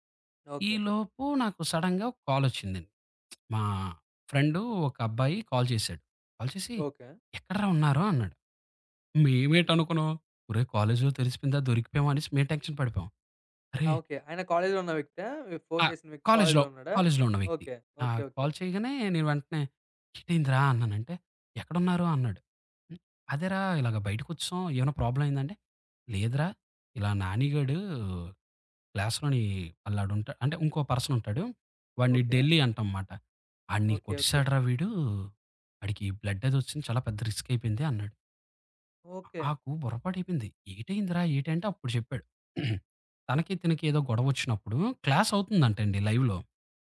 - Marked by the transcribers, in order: in English: "సడెన్‌గా"; lip smack; in English: "కాల్"; in English: "కాల్"; in English: "టెన్క్షన్"; in English: "కాల్"; in English: "క్లాస్‌లోని"; in English: "బ్లడ్"; in English: "రిస్క్"; other background noise; in English: "లైవ్‌లో"
- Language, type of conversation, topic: Telugu, podcast, ఒక రిస్క్ తీసుకుని అనూహ్యంగా మంచి ఫలితం వచ్చిన అనుభవం ఏది?